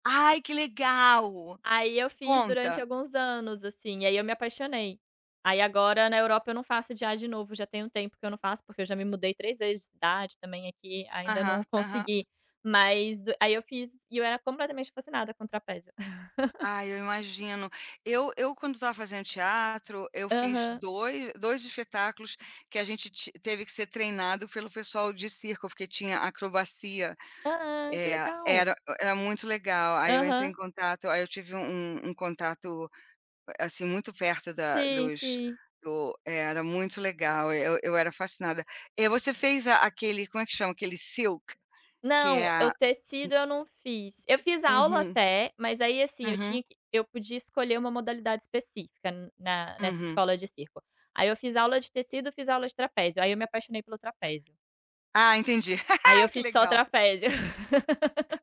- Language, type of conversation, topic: Portuguese, unstructured, Qual é a primeira lembrança que vem à sua mente quando você pensa na infância?
- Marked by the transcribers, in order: tapping; chuckle; in English: "silk"; giggle; laugh